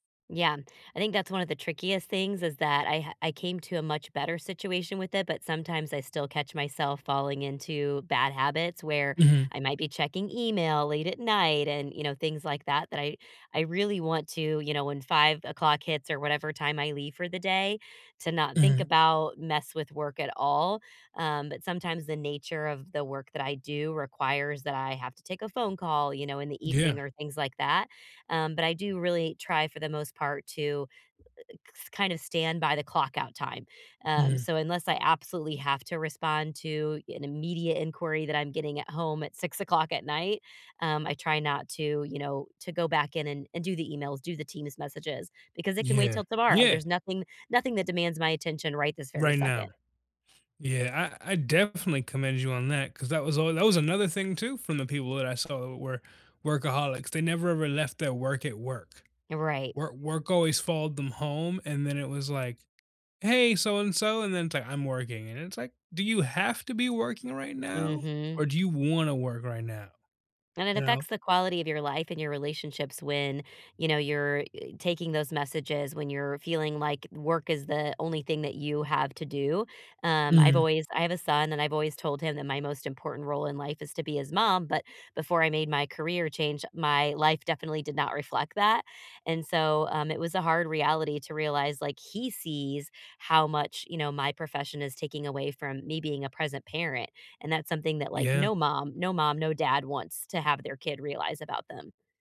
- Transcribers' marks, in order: unintelligible speech; tapping; other background noise
- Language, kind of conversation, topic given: English, unstructured, How can I balance work and personal life?